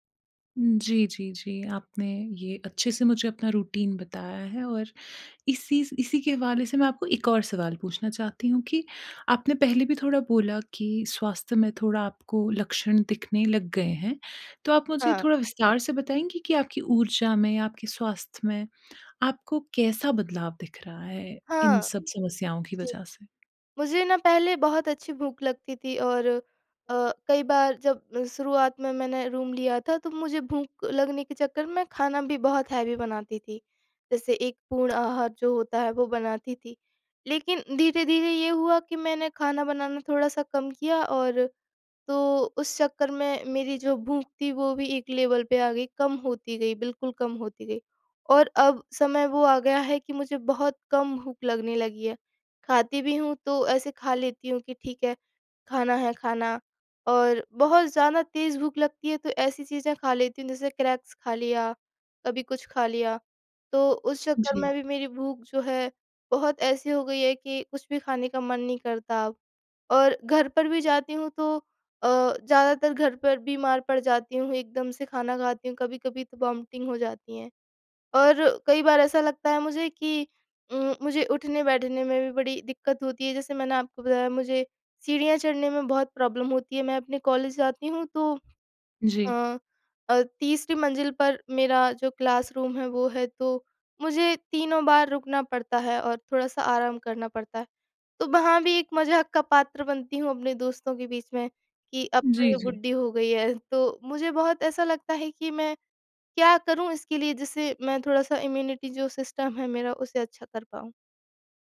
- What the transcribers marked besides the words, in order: tapping; in English: "रूटीन"; in English: "रूम"; in English: "हेवी"; in English: "लेवल"; in English: "क्रैक्स"; other background noise; in English: "वॉमिटिंग"; in English: "प्रॉब्लम"; in English: "क्लासरूम"; in English: "इम्यूनिटी"; in English: "सिस्टम"
- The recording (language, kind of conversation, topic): Hindi, advice, खाने के समय का रोज़ाना बिगड़ना